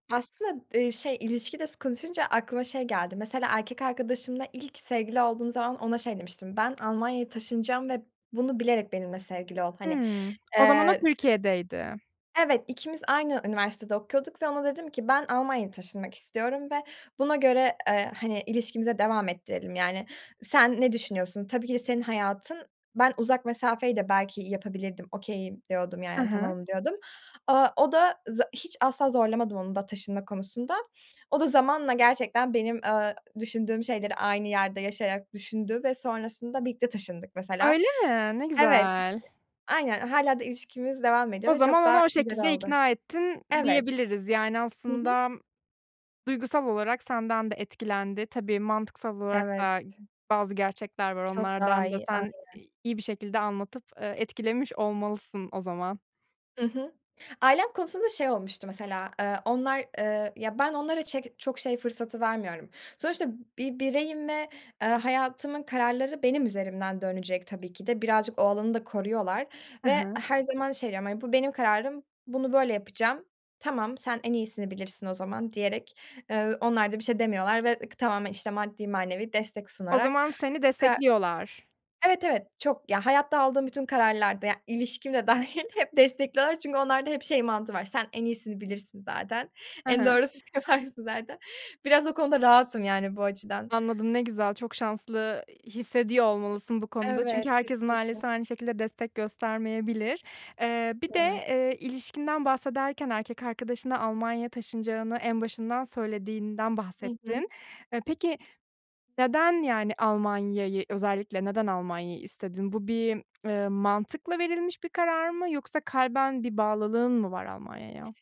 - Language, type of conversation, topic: Turkish, podcast, Bir karar verirken içgüdüne mi yoksa mantığına mı daha çok güvenirsin?
- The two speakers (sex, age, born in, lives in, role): female, 20-24, Turkey, Germany, guest; female, 30-34, Turkey, Germany, host
- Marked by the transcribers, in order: tapping; other background noise; in English: "okay'im"; drawn out: "güzel"